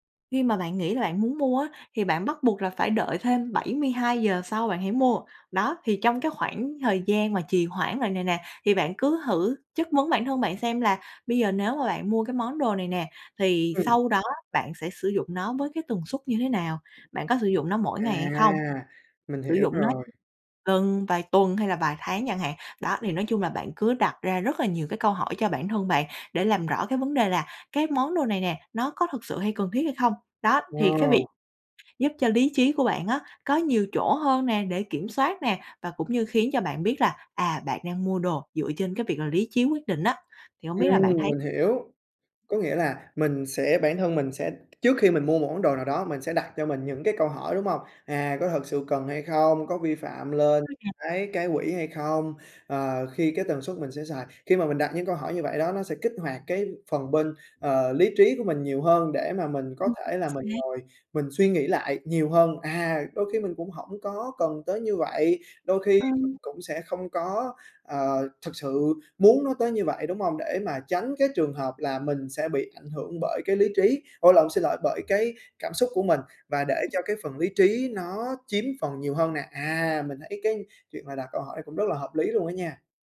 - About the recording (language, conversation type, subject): Vietnamese, advice, Bạn có thường cảm thấy tội lỗi sau mỗi lần mua một món đồ đắt tiền không?
- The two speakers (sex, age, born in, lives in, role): female, 25-29, Vietnam, Vietnam, advisor; male, 20-24, Vietnam, Vietnam, user
- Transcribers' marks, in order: tapping; unintelligible speech